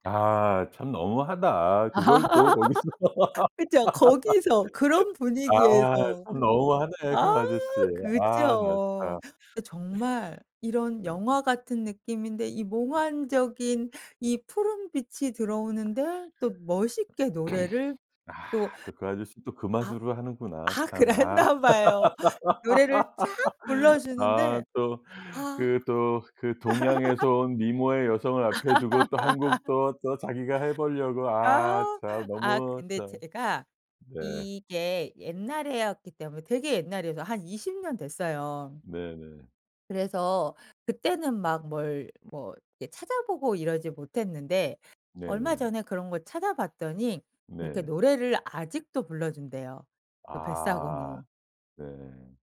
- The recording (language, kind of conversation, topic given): Korean, podcast, 여행 중 가장 의미 있었던 장소는 어디였나요?
- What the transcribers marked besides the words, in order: tapping; laugh; laughing while speaking: "거기서"; laugh; other noise; other background noise; throat clearing; laugh; laugh